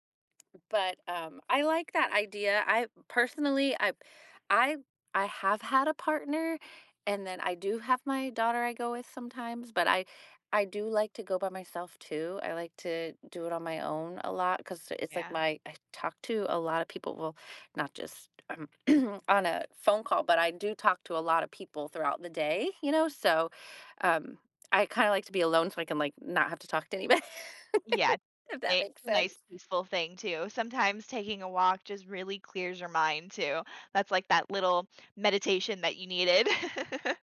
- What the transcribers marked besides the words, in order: other background noise; throat clearing; laugh; unintelligible speech; chuckle
- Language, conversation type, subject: English, unstructured, How do people find motivation to make healthy lifestyle changes when faced with serious health advice?
- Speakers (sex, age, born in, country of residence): female, 35-39, United States, United States; female, 50-54, United States, United States